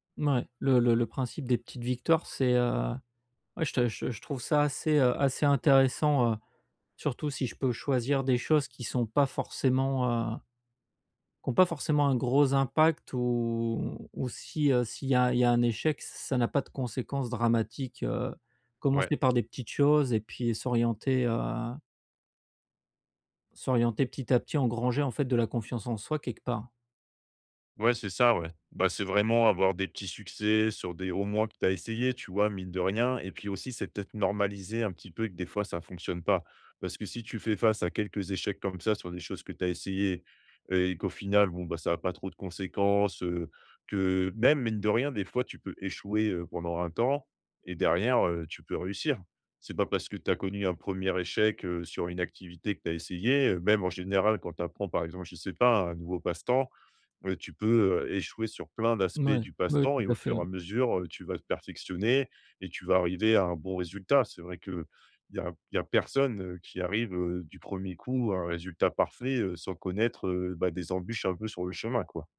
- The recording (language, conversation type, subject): French, advice, Comment puis-je essayer quelque chose malgré la peur d’échouer ?
- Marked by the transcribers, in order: stressed: "personne"